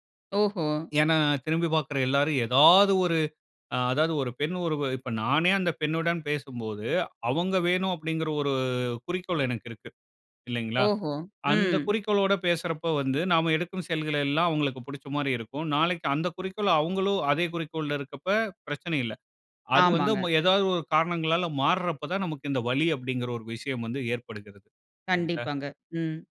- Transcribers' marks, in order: drawn out: "ஒரு"; other background noise
- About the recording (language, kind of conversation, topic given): Tamil, podcast, வேலைக்கும் வாழ்க்கைக்கும் ஒரே அர்த்தம்தான் உள்ளது என்று நீங்கள் நினைக்கிறீர்களா?